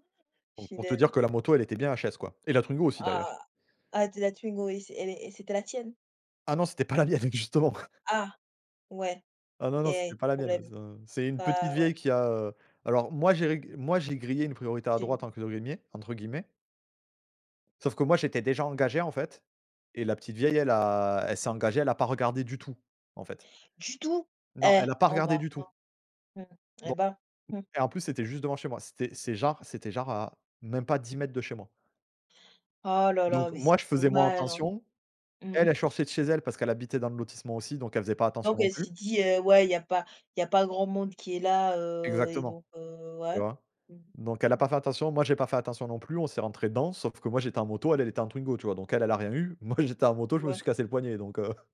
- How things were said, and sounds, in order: laughing while speaking: "pas la mienne, justement !"; chuckle; "guillemets" said as "grilmet"; surprised: "Du tout ?"; "sortait" said as "chortait"; laughing while speaking: "moi"; chuckle
- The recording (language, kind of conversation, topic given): French, unstructured, Qu’est-ce qui vous met en colère dans les embouteillages du matin ?